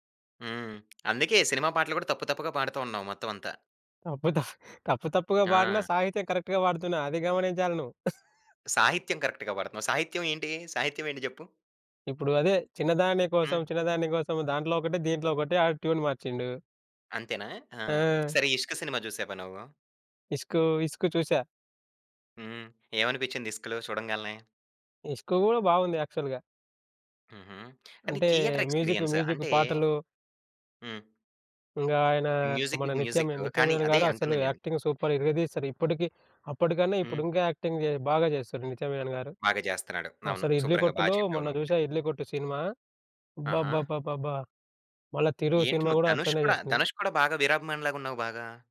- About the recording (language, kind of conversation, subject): Telugu, podcast, పాత రోజుల సినిమా హాల్‌లో మీ అనుభవం గురించి చెప్పగలరా?
- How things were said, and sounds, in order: tapping; chuckle; in English: "కరెక్ట్‌గా"; giggle; in English: "కరెక్ట్‌గా"; in English: "ట్యూన్"; in English: "యాక్చువల్‌గా"; in English: "థియేటర్ ఎక్స్‌పీ‌రి‌యన్స్"; in English: "మ్యూజిక్ మ్యూజిక్"; in English: "మ్యూజిక్‌కి మ్యూజిక్"; in English: "యాక్టింగ్ సూపర్"; other background noise; in English: "యాక్టింగ్"